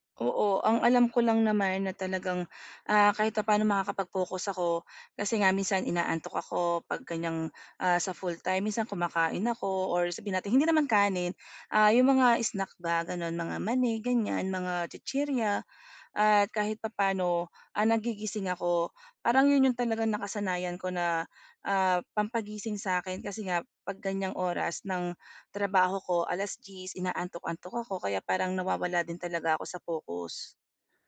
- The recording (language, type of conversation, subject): Filipino, advice, Paano ako makakapagpahinga agad para maibalik ang pokus?
- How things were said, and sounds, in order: none